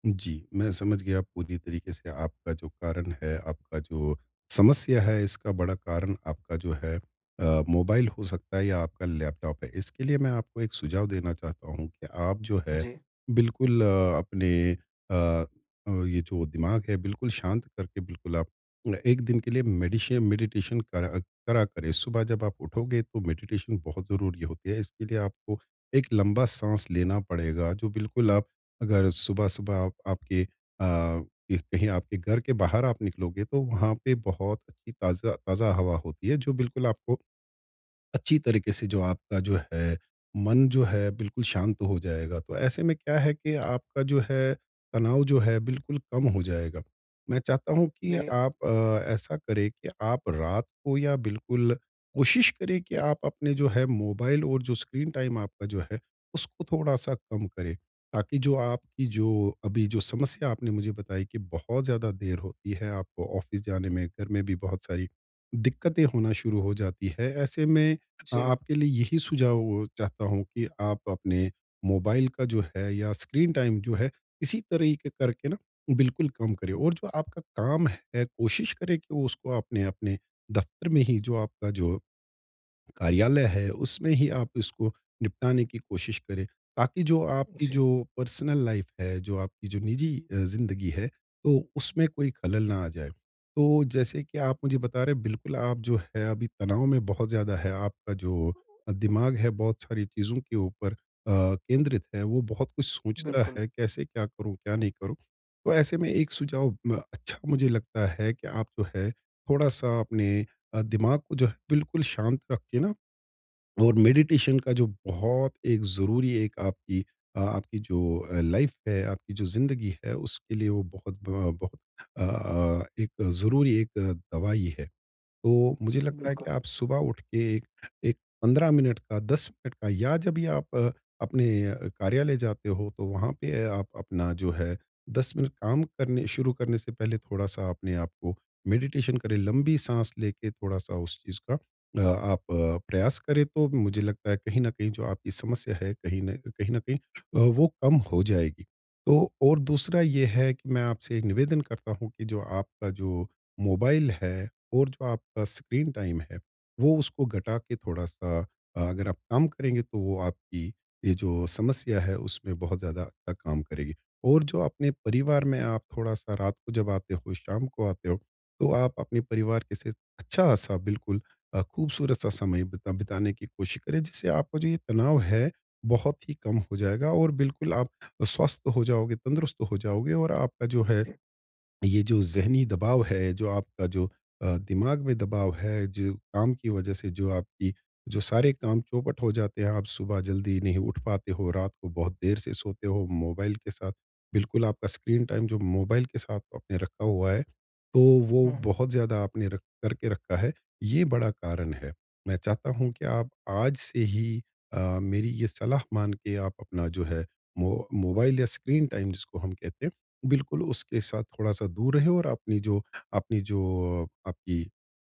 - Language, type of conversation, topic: Hindi, advice, तेज़ और प्रभावी सुबह की दिनचर्या कैसे बनाएं?
- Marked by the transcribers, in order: in English: "मेडिशे मेडिटेशन"; in English: "मेडिटेशन"; in English: "ऑफ़िस"; in English: "पर्सनल लाइफ़"; other background noise; in English: "मेडिटेशन"; in English: "लाइफ़"; in English: "मेडिटेशन"